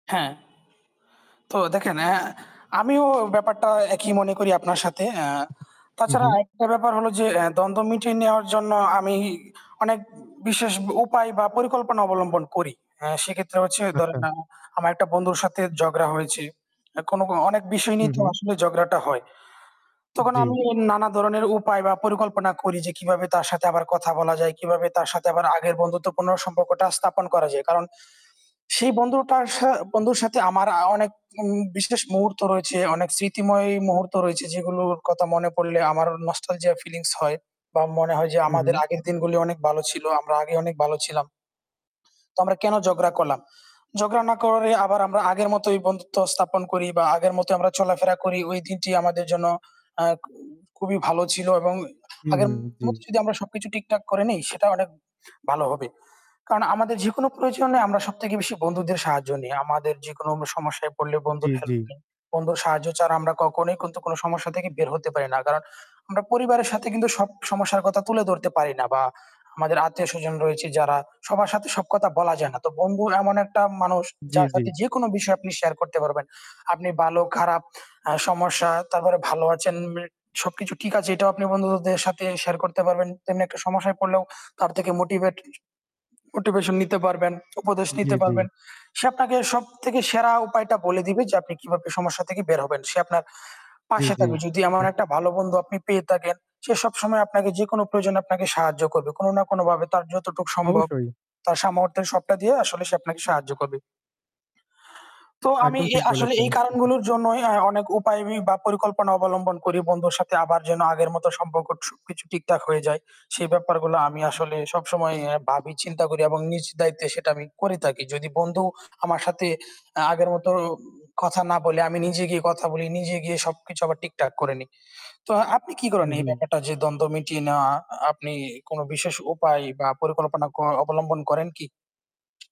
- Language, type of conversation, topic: Bengali, unstructured, বন্ধুত্বে দ্বন্দ্ব হলে আপনি সাধারণত কীভাবে আচরণ করেন?
- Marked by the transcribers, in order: static; other street noise; tapping; other background noise; "ঝগড়া" said as "জগড়া"; in English: "নস্টালজিয়া"; "ভালো" said as "বালো"; distorted speech; horn; background speech; "ভালো" said as "বালো"; chuckle; alarm